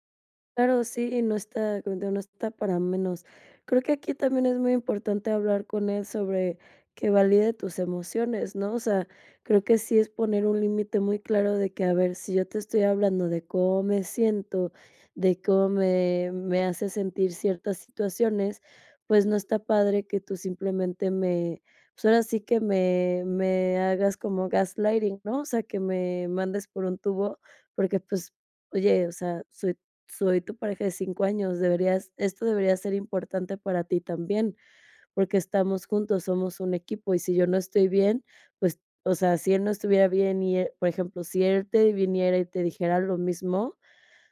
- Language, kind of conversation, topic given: Spanish, advice, ¿Cómo puedo decidir si debo terminar una relación de larga duración?
- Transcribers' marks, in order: none